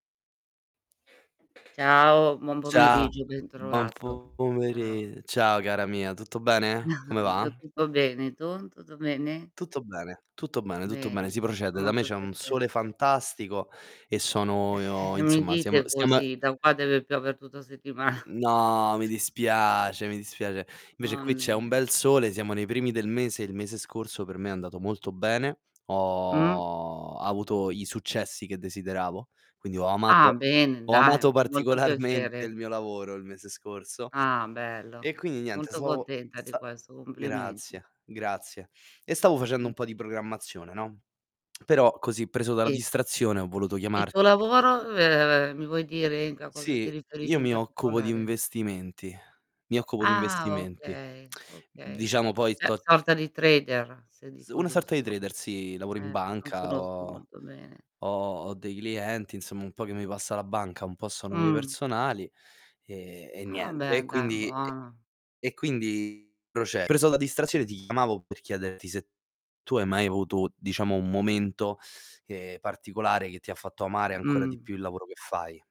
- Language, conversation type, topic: Italian, unstructured, Hai mai vissuto un momento che ti ha fatto amare ancora di più il tuo lavoro?
- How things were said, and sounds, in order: other background noise; distorted speech; "buon" said as "muon"; chuckle; chuckle; laughing while speaking: "settimana"; drawn out: "No"; drawn out: "dispiace"; drawn out: "Ho"; "stavo" said as "savo"; lip smack; unintelligible speech; "Cioè" said as "ceh"; lip smack; tapping; drawn out: "ho"; mechanical hum